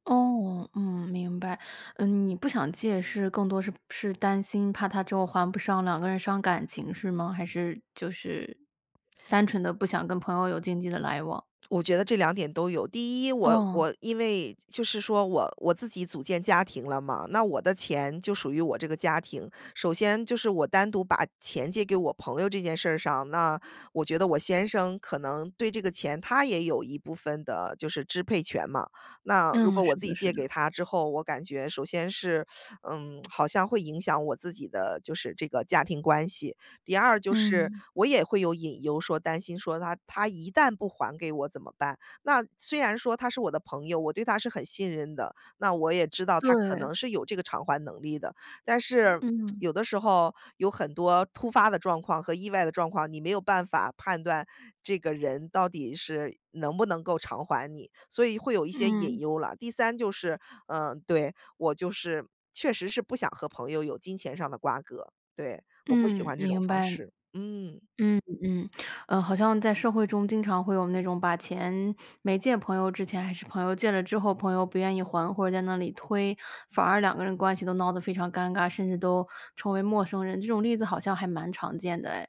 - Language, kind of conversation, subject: Chinese, podcast, 你为了不伤害别人，会选择隐瞒自己的真实想法吗？
- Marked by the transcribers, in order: teeth sucking; lip smack; tapping